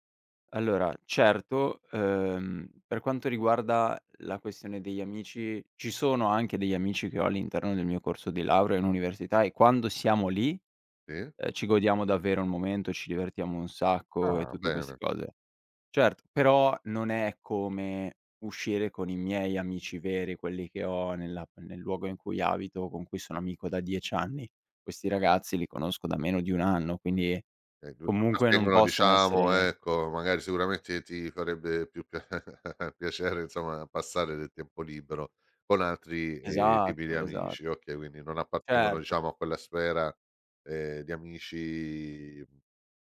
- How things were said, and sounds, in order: unintelligible speech; laugh; drawn out: "amici"
- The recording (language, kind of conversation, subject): Italian, advice, Come posso trovare più tempo per amici, hobby e prendermi cura di me?